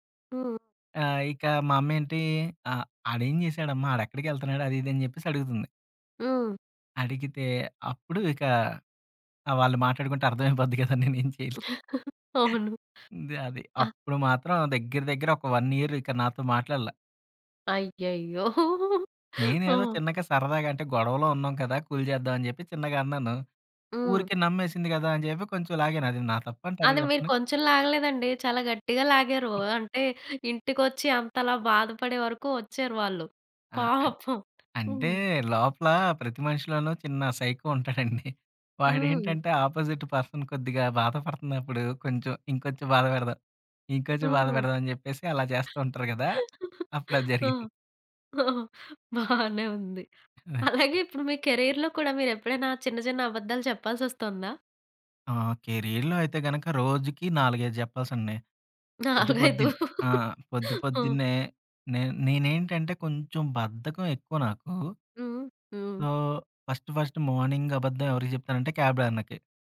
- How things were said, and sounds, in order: chuckle; in English: "వన్ ఇయర్"; chuckle; in English: "కూల్"; giggle; giggle; in English: "ఆపోజిట్ పర్సన్"; laughing while speaking: "ఆ! ఆహ! బానే ఉంది. అలాగే"; chuckle; in English: "కెరియర్‌లో"; in English: "కెరియర్‌లో"; laughing while speaking: "నాలుగైదు ఆ!"; in English: "సో, ఫస్ట్ ఫస్ట్ మార్నింగ్"; in English: "క్యాబ్"
- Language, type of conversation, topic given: Telugu, podcast, చిన్న అబద్ధాల గురించి నీ అభిప్రాయం ఏంటి?